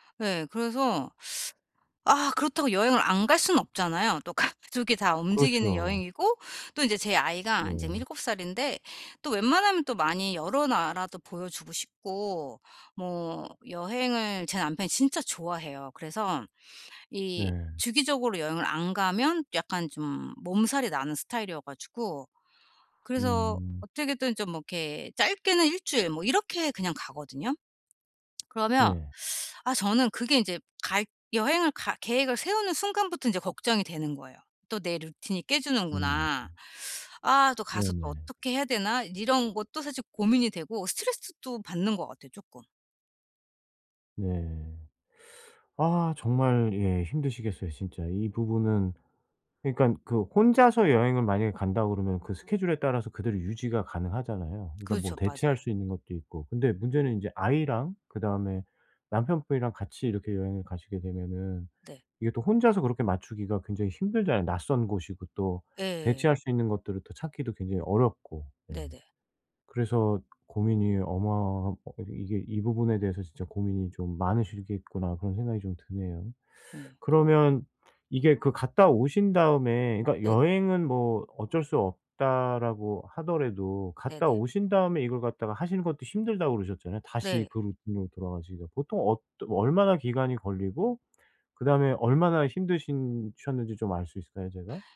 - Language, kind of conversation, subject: Korean, advice, 여행이나 주말 일정 변화가 있을 때 평소 루틴을 어떻게 조정하면 좋을까요?
- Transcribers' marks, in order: teeth sucking; laughing while speaking: "가족이"; other background noise; teeth sucking; tapping